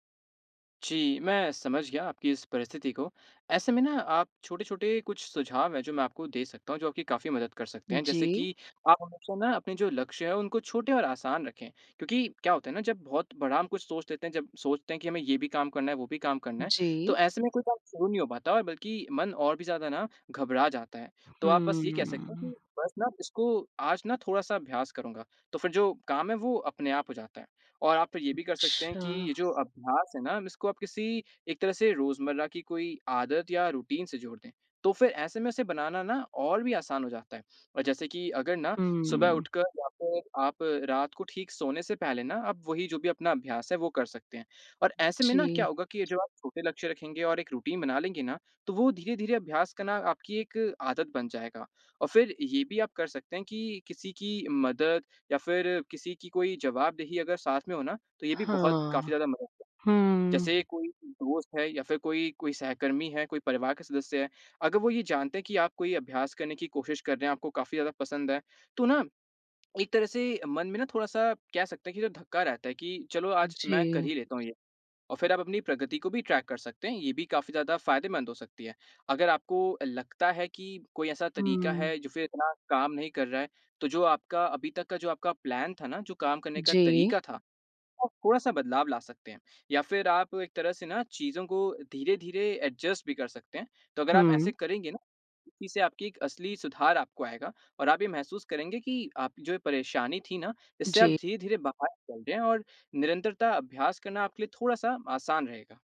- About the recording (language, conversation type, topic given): Hindi, advice, रोज़ाना अभ्यास बनाए रखने में आपको किस बात की सबसे ज़्यादा कठिनाई होती है?
- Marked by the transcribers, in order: in English: "रूटीन"; in English: "रूटीन"; in English: "ट्रैक"; in English: "प्लान"; in English: "एडजस्ट"